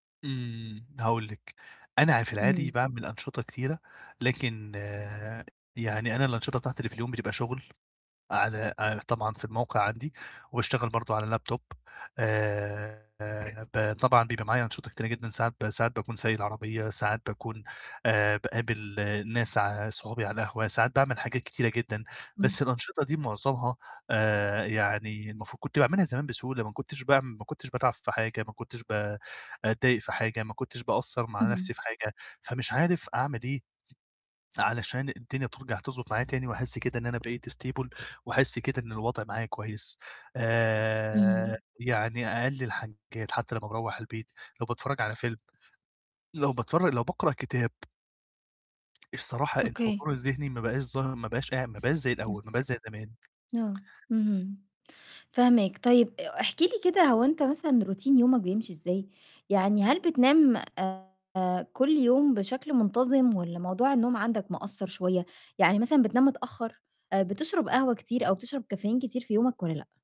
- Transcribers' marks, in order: in English: "لاب توب"; in English: "stable"; distorted speech; throat clearing; tapping; in English: "روتين"; in English: "كافيين"
- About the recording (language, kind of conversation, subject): Arabic, advice, إزاي أقدر أفضل حاضر ذهنيًا وأنا بعمل أنشطتي اليومية؟